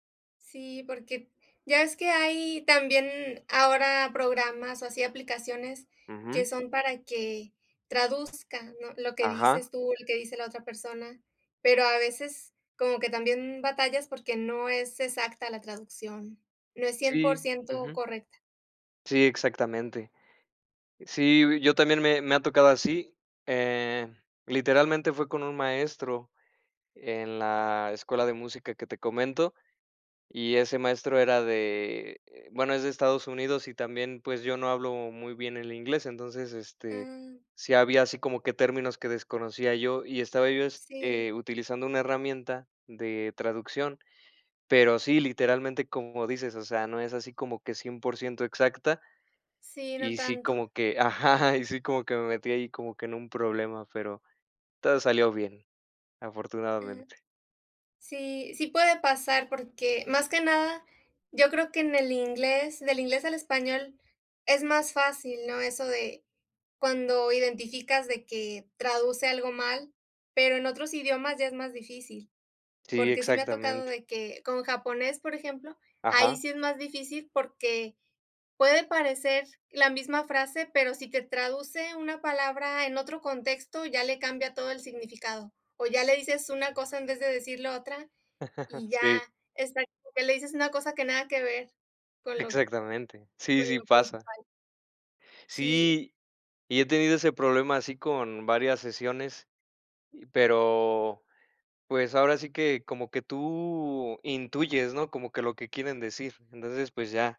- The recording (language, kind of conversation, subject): Spanish, unstructured, ¿Te sorprende cómo la tecnología conecta a personas de diferentes países?
- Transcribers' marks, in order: chuckle